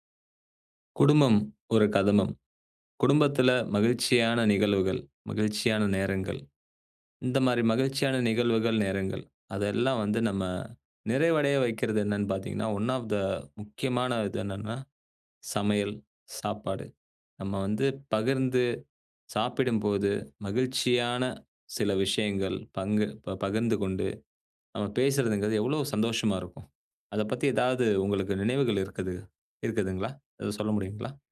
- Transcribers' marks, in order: in English: "ஒன் ஆஃப்"
- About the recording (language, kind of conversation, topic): Tamil, podcast, ஒரு குடும்பம் சார்ந்த ருசியான சமையல் நினைவு அல்லது கதையைப் பகிர்ந்து சொல்ல முடியுமா?